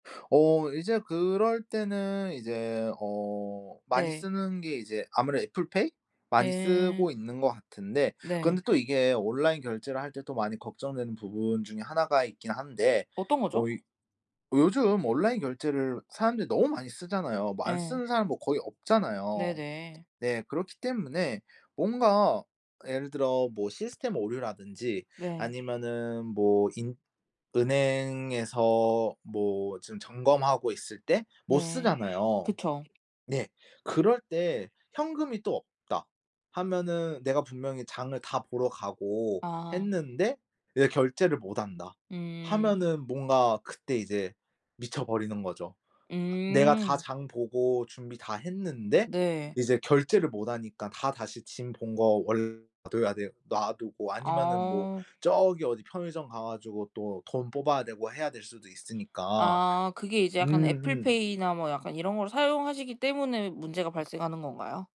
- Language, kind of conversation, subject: Korean, podcast, 온라인 결제할 때 가장 걱정되는 건 무엇인가요?
- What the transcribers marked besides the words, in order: none